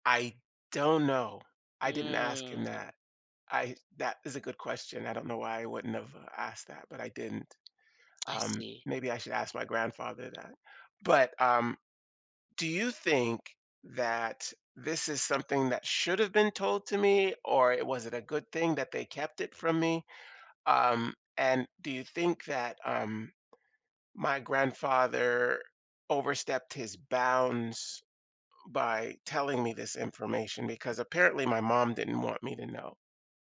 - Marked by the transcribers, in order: drawn out: "Mm"; tapping
- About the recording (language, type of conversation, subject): English, advice, How should I tell my parents about a serious family secret?
- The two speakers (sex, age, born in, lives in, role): female, 55-59, United States, United States, advisor; male, 55-59, United States, United States, user